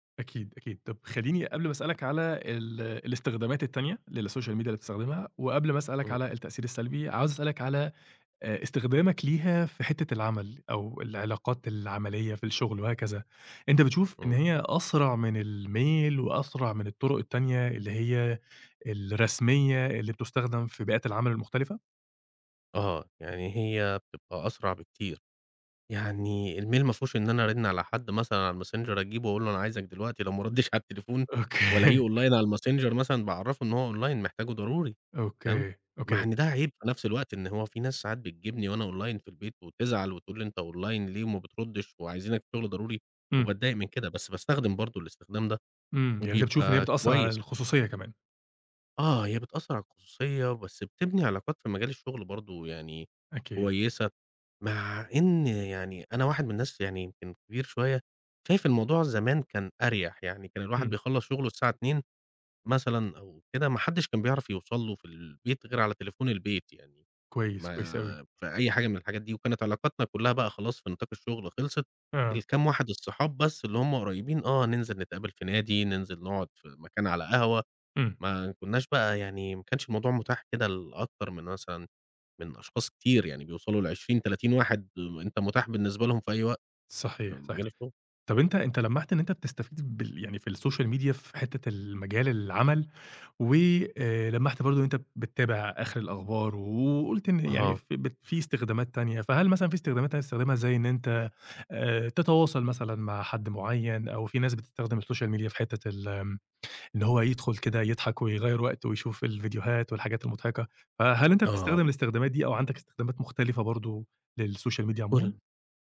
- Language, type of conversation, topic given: Arabic, podcast, إيه رأيك في تأثير السوشيال ميديا على العلاقات؟
- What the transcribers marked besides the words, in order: in English: "للSocial Media"; in English: "الMail"; in English: "الmail"; laughing while speaking: "ردّيتش"; laughing while speaking: "أوكي"; in English: "online"; in English: "online"; in English: "online"; in English: "online"; in English: "الSocial Media"; in English: "الSocial Media"; in English: "للSocial Media"